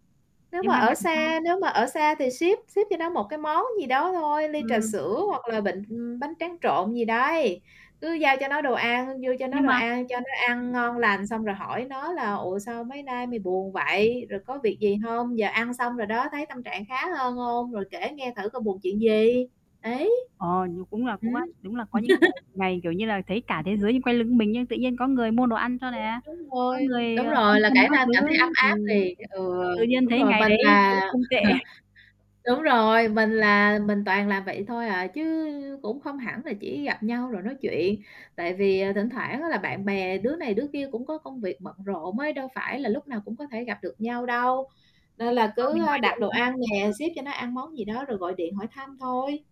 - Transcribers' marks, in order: static; distorted speech; tapping; laugh; other background noise; chuckle; laughing while speaking: "tệ"
- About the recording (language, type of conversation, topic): Vietnamese, unstructured, Làm thế nào để bạn có thể hỗ trợ bạn bè khi họ đang buồn?